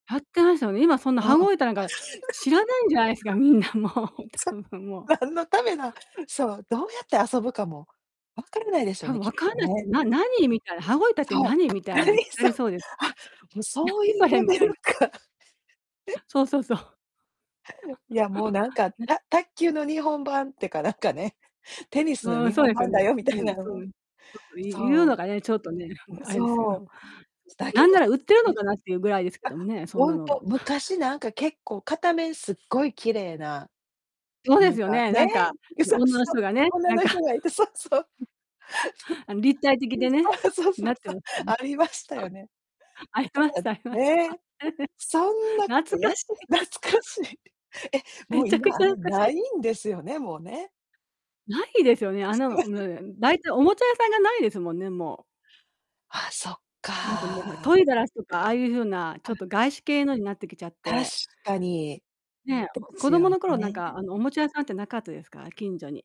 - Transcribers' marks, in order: distorted speech; laugh; laughing while speaking: "そう、そう、何のためな"; laughing while speaking: "みんなもう、多分もう"; laughing while speaking: "何そ"; laughing while speaking: "そういうレベルか"; laugh; chuckle; laughing while speaking: "日本版ってかなんかね"; chuckle; other background noise; laughing while speaking: "う、そう そう。女の人がい … そう そう そう"; tapping; chuckle; laughing while speaking: "ありました ありました"; laughing while speaking: "懐かしい"; laugh; laughing while speaking: "う、そう"
- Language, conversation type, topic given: Japanese, podcast, 子どもの頃、家の雰囲気はどんな感じでしたか？